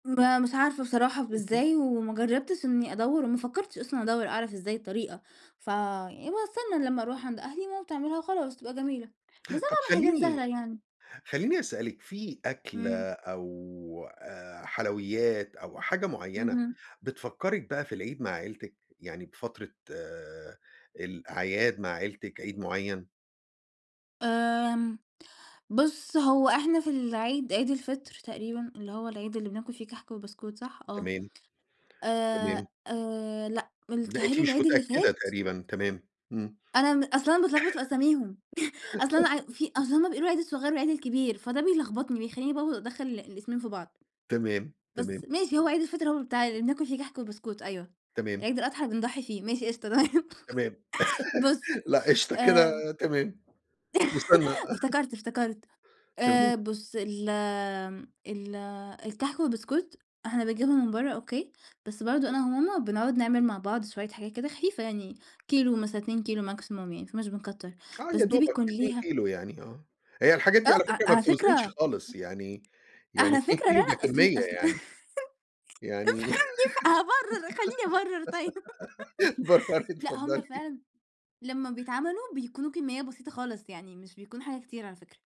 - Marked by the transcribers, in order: other noise; chuckle; tapping; chuckle; laugh; laughing while speaking: "لأ، قشطة كده تمام. مُثنّى"; laughing while speaking: "تمام"; chuckle; in English: "maximum"; laugh; laughing while speaking: "افهمني، افه هابرر خلّيني أبرر طيب"; laugh; laughing while speaking: "برري اتفضلي"
- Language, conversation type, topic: Arabic, podcast, إيه الأكلة اللي بتفكّرك بالبيت وبأهلك؟